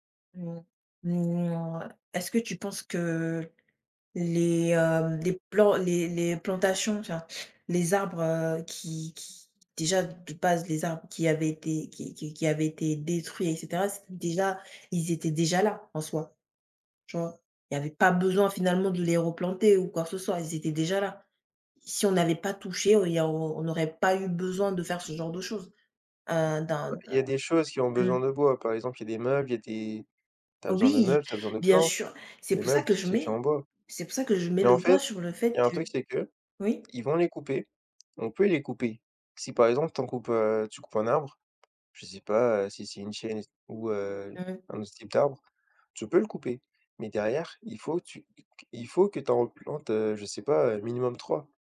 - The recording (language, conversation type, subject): French, unstructured, Comment la déforestation affecte-t-elle notre planète ?
- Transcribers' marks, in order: tapping; other background noise